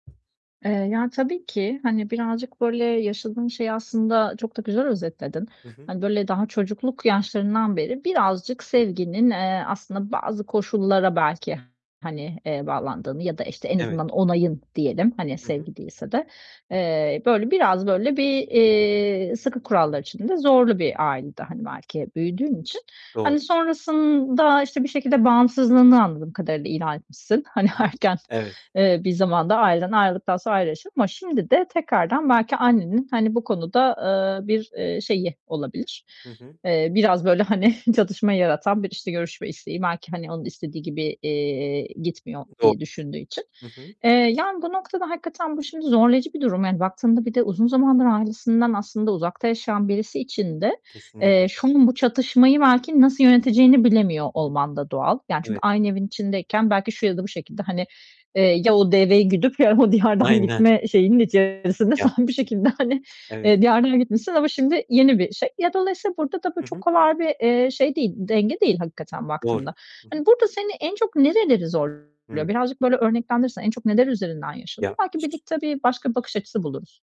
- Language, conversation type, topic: Turkish, advice, Aile üyeleriyle ne sıklıkta görüşeceğiniz konusunda neden sürekli çatışma yaşıyorsunuz?
- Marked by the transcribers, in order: tapping; static; other background noise; distorted speech; laughing while speaking: "erken"; chuckle; unintelligible speech; laughing while speaking: "ya o diyardan"; laughing while speaking: "sen"; laughing while speaking: "hani"